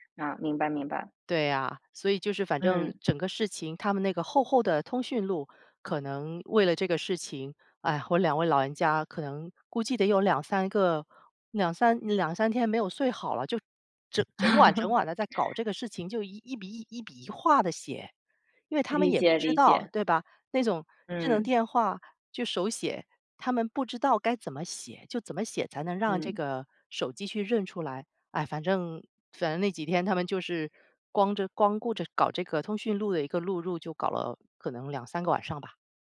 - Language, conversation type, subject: Chinese, podcast, 你会怎么教父母用智能手机，避免麻烦？
- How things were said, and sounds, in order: laugh